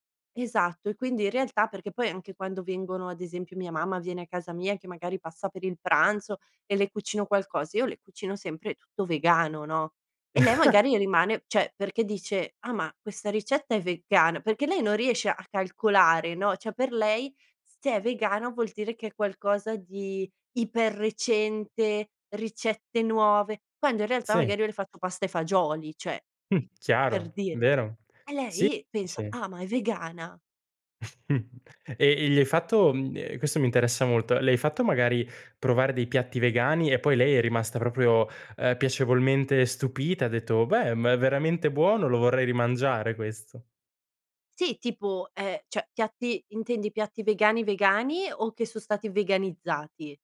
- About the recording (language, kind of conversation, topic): Italian, podcast, Come posso far convivere gusti diversi a tavola senza litigare?
- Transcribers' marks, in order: chuckle; "cioè" said as "ceh"; "vegana" said as "veggana"; "cioè" said as "ceh"; "cioè" said as "ceh"; chuckle; "cioè" said as "ceh"